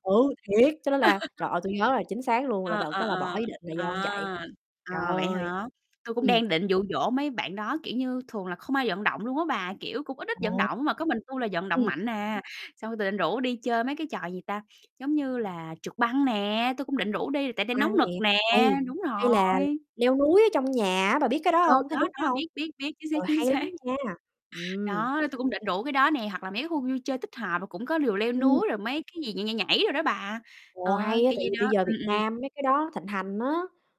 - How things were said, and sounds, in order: chuckle; other background noise; "như" said as "ưn"; tapping; distorted speech; laughing while speaking: "xác"
- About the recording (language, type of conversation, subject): Vietnamese, unstructured, Bạn nghĩ việc thuyết phục người khác cùng tham gia sở thích của mình có khó không?